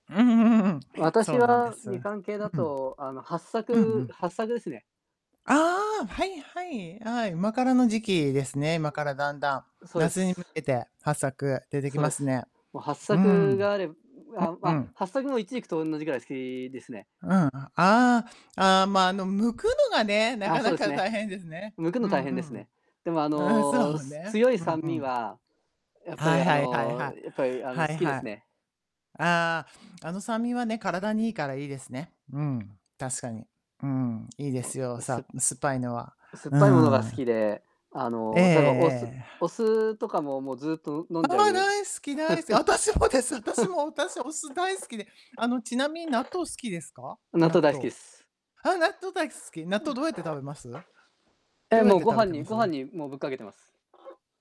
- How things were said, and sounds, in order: distorted speech; chuckle; other background noise; static
- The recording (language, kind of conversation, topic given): Japanese, unstructured, 好きな食べ物は何ですか？理由も教えてください。